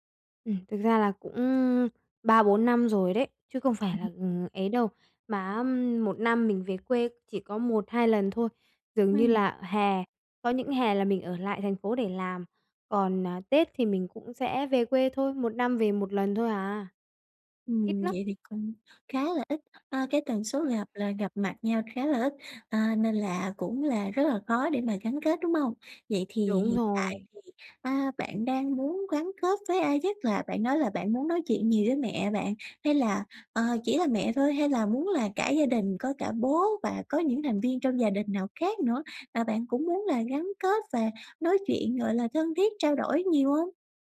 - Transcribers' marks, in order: other background noise
- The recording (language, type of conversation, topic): Vietnamese, advice, Làm thế nào để duy trì sự gắn kết với gia đình khi sống xa nhà?